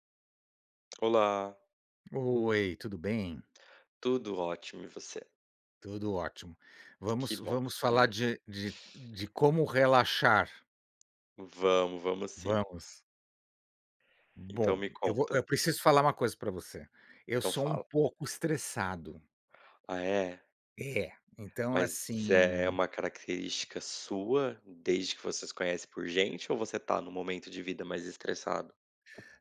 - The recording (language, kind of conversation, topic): Portuguese, unstructured, Qual é o seu ambiente ideal para recarregar as energias?
- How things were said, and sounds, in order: tapping; laugh